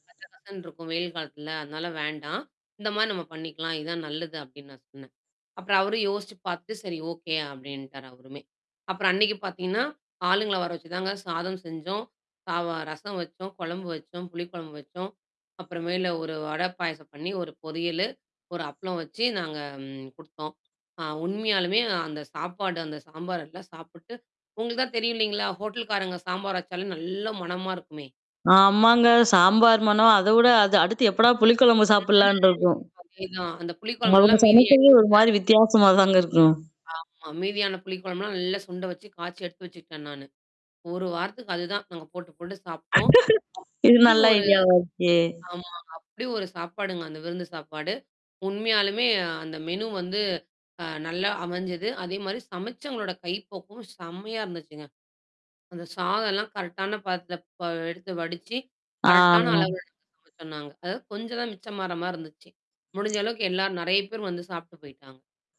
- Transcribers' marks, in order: distorted speech; tapping; mechanical hum; drawn out: "ம்"; laugh; other noise; in English: "மெனு"; drawn out: "ஆ"
- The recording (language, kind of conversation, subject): Tamil, podcast, பெரிய விருந்துக்கான உணவுப் பட்டியலை நீங்கள் எப்படி திட்டமிடுகிறீர்கள்?